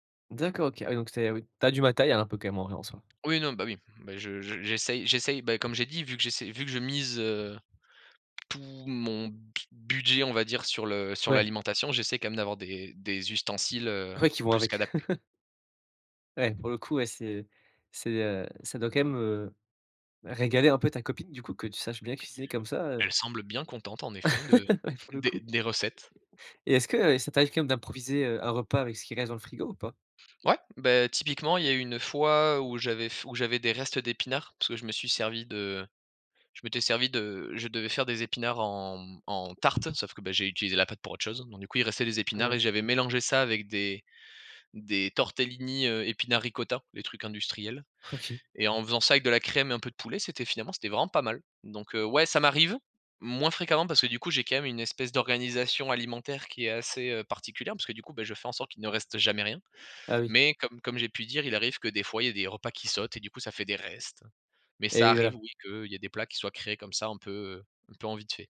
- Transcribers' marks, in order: tapping; laughing while speaking: "Ouais qui vont avec"; laugh; laugh; laughing while speaking: "Ouais, pour le coup"; laughing while speaking: "OK"; other background noise
- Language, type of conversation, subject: French, podcast, Comment organises-tu ta cuisine au quotidien ?